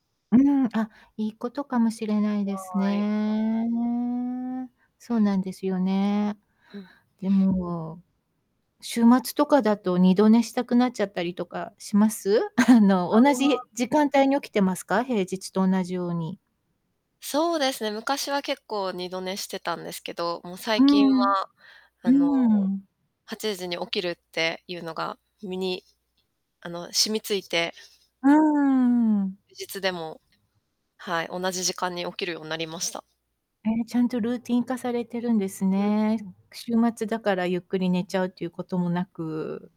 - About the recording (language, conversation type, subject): Japanese, podcast, 朝は普段どのように過ごしていますか？
- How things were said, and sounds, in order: distorted speech; drawn out: "しれないですね"; tapping; static; laughing while speaking: "あの"; other background noise